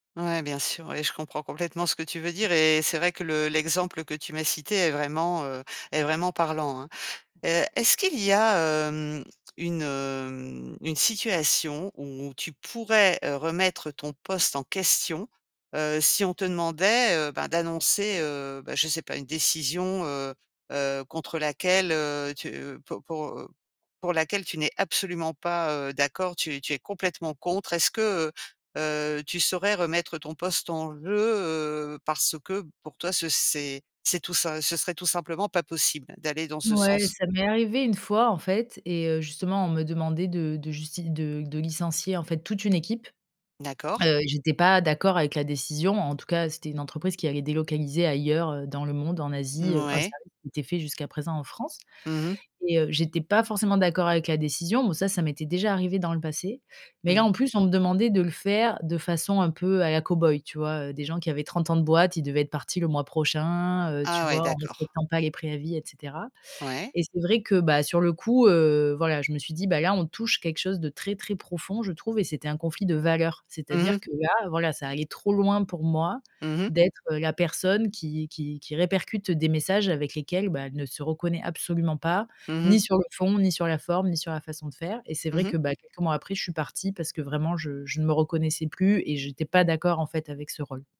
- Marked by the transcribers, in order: none
- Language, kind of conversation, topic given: French, podcast, Qu’est-ce qui, pour toi, fait un bon leader ?